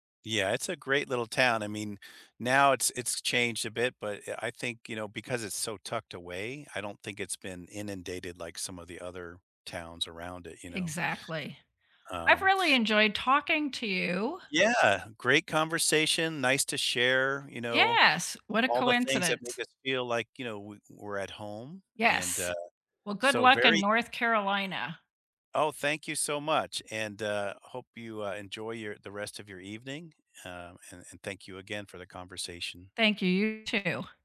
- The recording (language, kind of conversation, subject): English, unstructured, Where in your daily life do you feel the strongest sense of belonging in your community?
- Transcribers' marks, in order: none